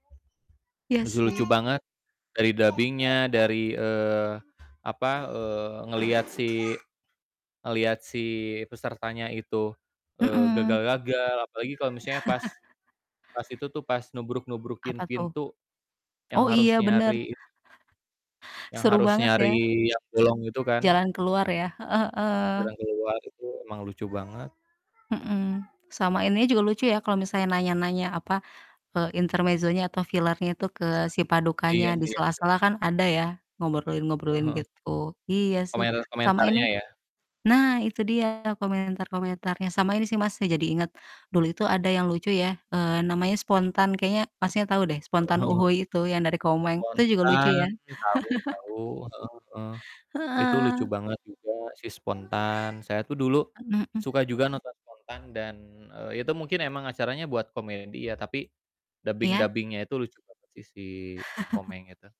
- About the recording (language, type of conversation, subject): Indonesian, unstructured, Film atau acara apa yang membuat kamu tertawa terbahak-bahak?
- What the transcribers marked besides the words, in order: static; background speech; other background noise; chuckle; distorted speech; chuckle; tapping; chuckle